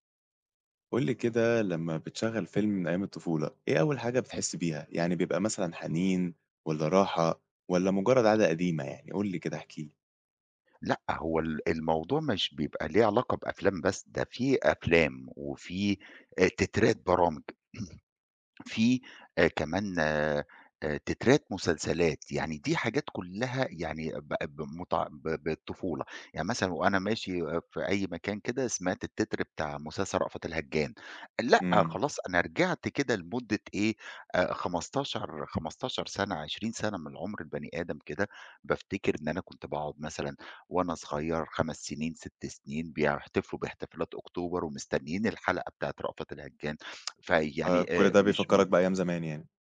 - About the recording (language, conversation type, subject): Arabic, podcast, ليه بنحب نعيد مشاهدة أفلام الطفولة؟
- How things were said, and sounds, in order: other background noise; throat clearing; tsk